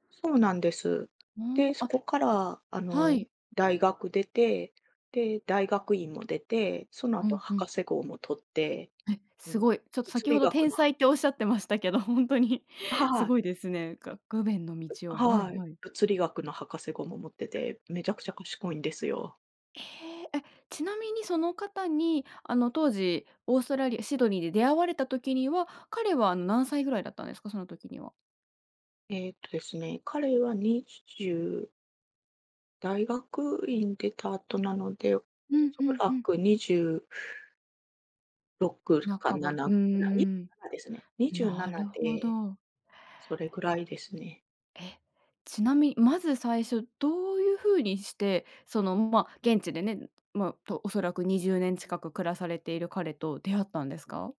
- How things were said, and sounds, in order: other background noise; tapping
- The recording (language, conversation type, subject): Japanese, podcast, 旅先で出会った面白い人について聞かせていただけますか？